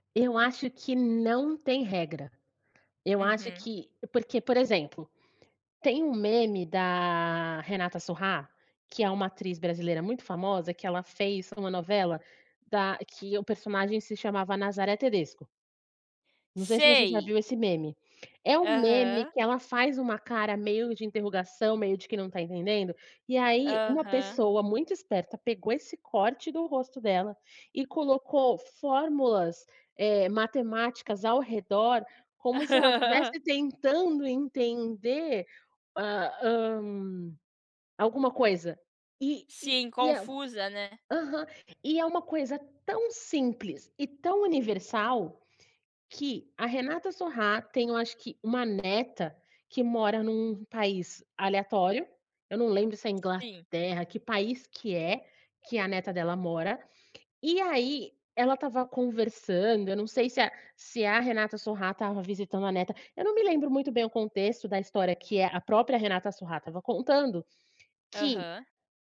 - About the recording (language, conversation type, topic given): Portuguese, podcast, O que faz um meme atravessar diferentes redes sociais e virar referência cultural?
- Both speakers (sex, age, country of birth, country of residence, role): female, 25-29, Brazil, United States, host; female, 30-34, Brazil, Portugal, guest
- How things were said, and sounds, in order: laugh